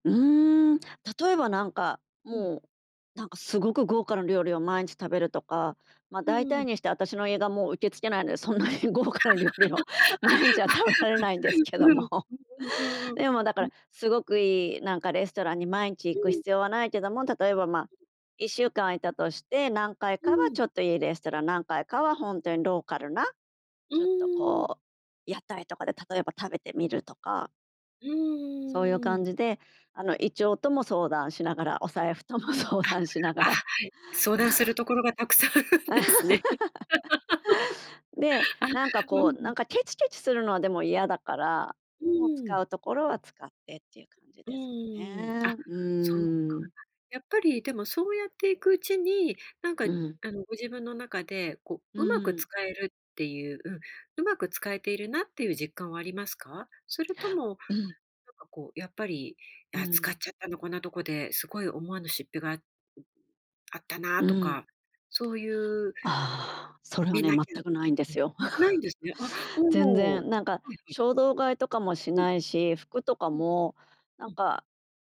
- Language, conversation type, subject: Japanese, podcast, あなたは普段、お金の使い方についてどう考えていますか？
- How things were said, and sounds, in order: laughing while speaking: "そんなに豪華な料理を … んですけども"; laugh; unintelligible speech; laughing while speaking: "相談しながら"; chuckle; laugh; laughing while speaking: "たくさんあるんですね"; laugh; unintelligible speech; tapping; other noise; chuckle